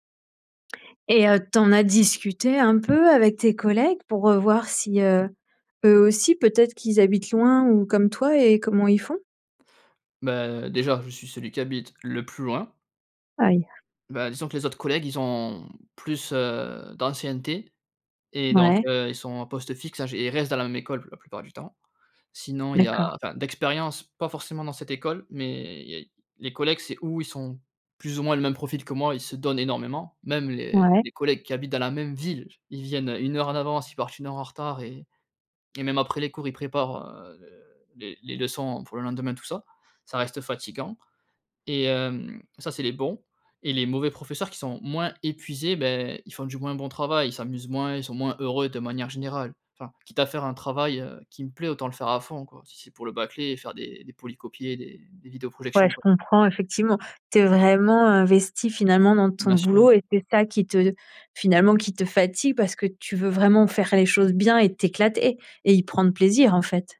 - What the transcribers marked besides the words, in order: none
- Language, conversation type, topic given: French, advice, Comment décririez-vous votre épuisement émotionnel après de longues heures de travail ?